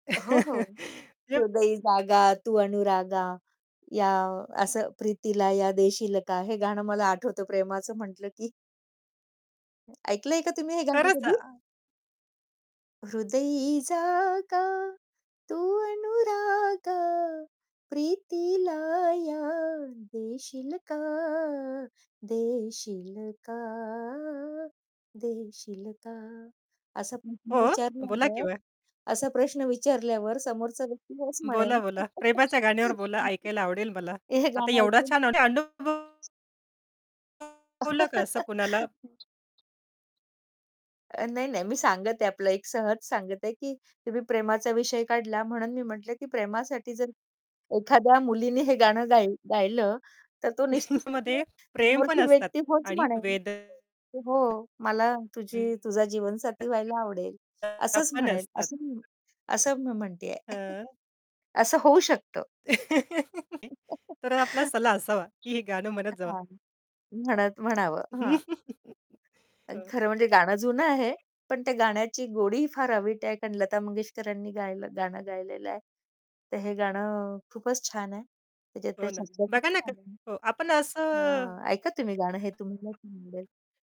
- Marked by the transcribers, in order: chuckle; unintelligible speech; static; tapping; singing: "हृदयी जागा, तू अनुराग, प्रीतीला या देशील का, देशील का, देशील का"; laugh; distorted speech; chuckle; chuckle; laughing while speaking: "हे गाणं"; unintelligible speech; other background noise; unintelligible speech; unintelligible speech; chuckle; chuckle; unintelligible speech
- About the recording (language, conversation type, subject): Marathi, podcast, तुला एखादं गाणं ऐकताना एखादी खास आठवण परत आठवते का?